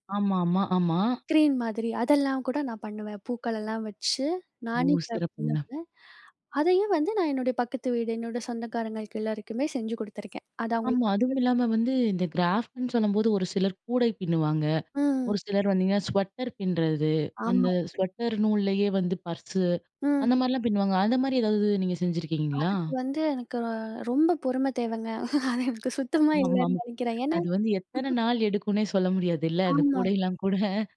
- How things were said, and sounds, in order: unintelligible speech; unintelligible speech; in English: "கிராஃப்ட்ன்னு"; in English: "ஸ்வெட்டர்"; in English: "ஸ்வெட்டர்"; in English: "பர்சு"; anticipating: "அந்த மாதிரி எதாவது நீங்க செஞ்சுருக்கீங்களா?"; laughing while speaking: "அது எனக்கு சுத்தமா இல்லேன்னு நினைக்கிறேன். ஏன்னா"; laughing while speaking: "சொல்ல முடியாதுல்ல. அந்த கூடையிலாம் கூட"
- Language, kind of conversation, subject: Tamil, podcast, ஒரு பொழுதுபோக்கிற்கு தினமும் சிறிது நேரம் ஒதுக்குவது எப்படி?